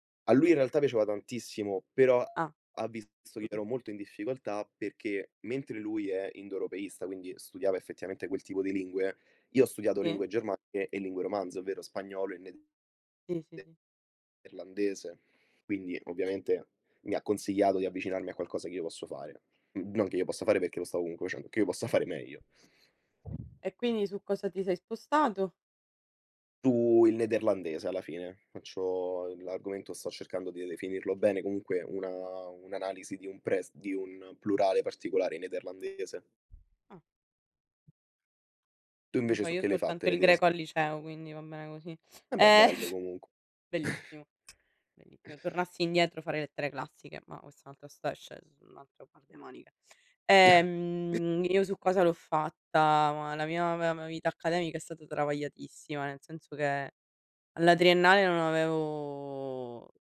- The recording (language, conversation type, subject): Italian, unstructured, È giusto che i professori abbiano così tanto potere sulle nostre vite?
- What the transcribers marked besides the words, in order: other background noise; tapping; drawn out: "Su"; background speech; chuckle; chuckle; drawn out: "Ehm"; drawn out: "avevo"